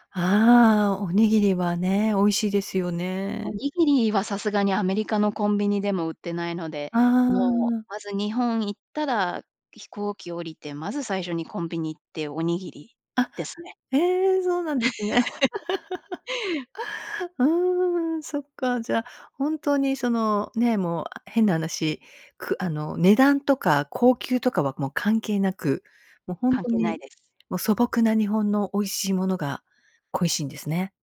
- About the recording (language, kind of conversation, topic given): Japanese, podcast, 故郷で一番恋しいものは何ですか？
- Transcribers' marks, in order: laugh; other background noise